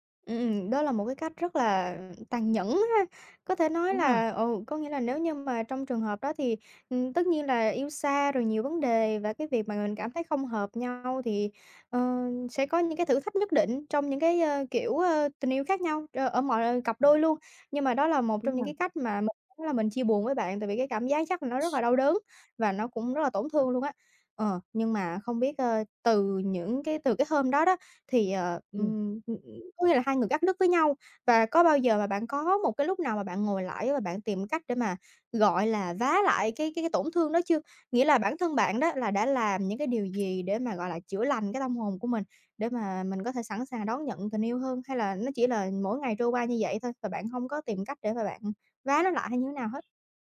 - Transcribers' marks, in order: tapping; other background noise
- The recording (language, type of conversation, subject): Vietnamese, advice, Khi nào tôi nên bắt đầu hẹn hò lại sau khi chia tay hoặc ly hôn?